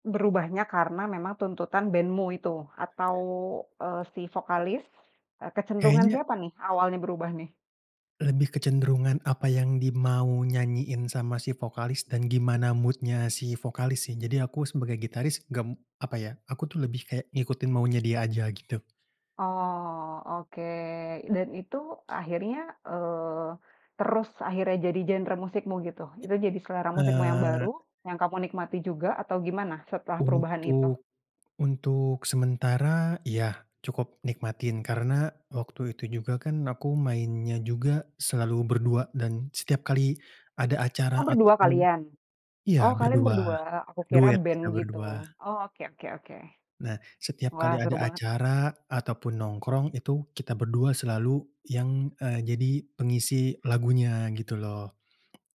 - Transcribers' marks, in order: tapping; other background noise; in English: "mood-nya"
- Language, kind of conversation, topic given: Indonesian, podcast, Pernahkah selera musikmu berubah seiring waktu, dan apa penyebabnya?